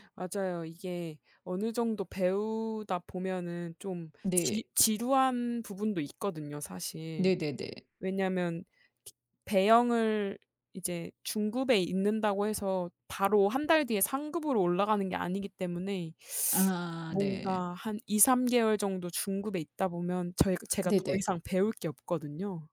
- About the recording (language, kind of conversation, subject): Korean, podcast, 운동에 대한 동기부여를 어떻게 꾸준히 유지하시나요?
- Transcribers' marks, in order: other background noise; tapping